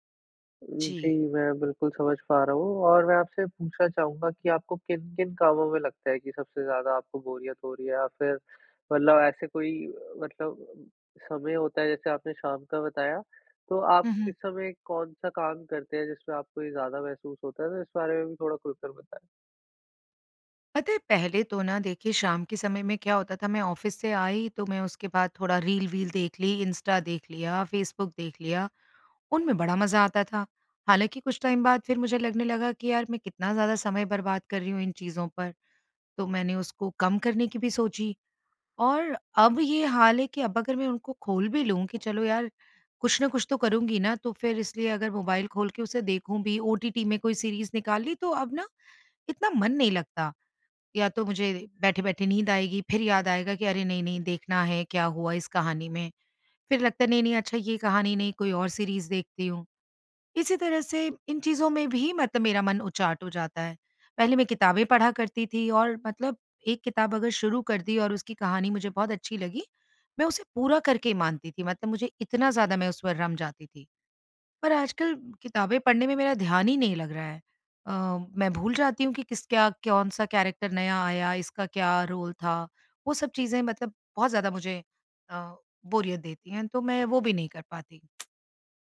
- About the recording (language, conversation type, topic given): Hindi, advice, रोज़मर्रा की दिनचर्या में मायने और आनंद की कमी
- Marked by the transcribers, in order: in English: "ऑफ़िस"; in English: "टाइम"; in English: "सीरीज़"; in English: "सीरीज़"; in English: "कैरेक्टर"; in English: "रोल"; lip smack